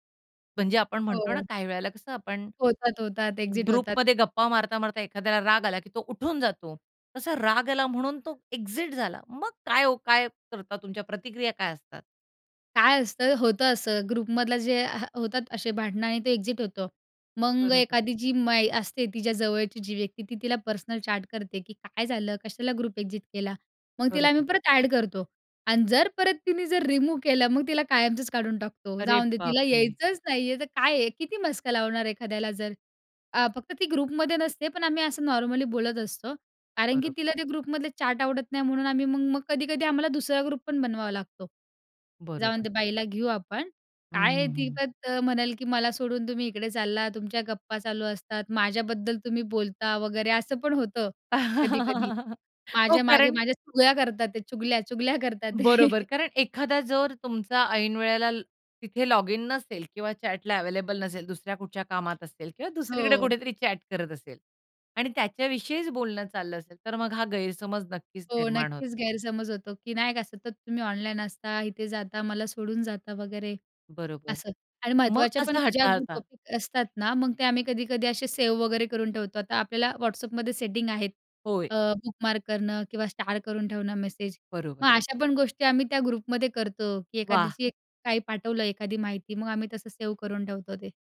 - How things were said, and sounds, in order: in English: "ग्रुपमध्ये"; in English: "एक्झिट"; in English: "एक्जिट"; in English: "ग्रुपमधलं"; in English: "एक्झिट"; in English: "पर्सनल चॅट"; in English: "ग्रुप एक्झिट"; in English: "ॲड"; in English: "रिमूव्ह"; surprised: "अरे बाप रे!"; in English: "ग्रुपमध्ये"; in English: "नॉर्मली"; in English: "ग्रुपमधले चॅट"; in English: "ग्रुप"; laugh; chuckle; in English: "लॉगिन"; in English: "चॅटला अवेलेबल"; tapping; in English: "चॅट"; in English: "ग्रू टॉपिक"; in English: "सेटिंग आहेत. अ, बुकमार्क"; in English: "स्टार"; in English: "ग्रुपमध्ये"
- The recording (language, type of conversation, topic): Marathi, podcast, ग्रुप चॅटमध्ये तुम्ही कोणती भूमिका घेतता?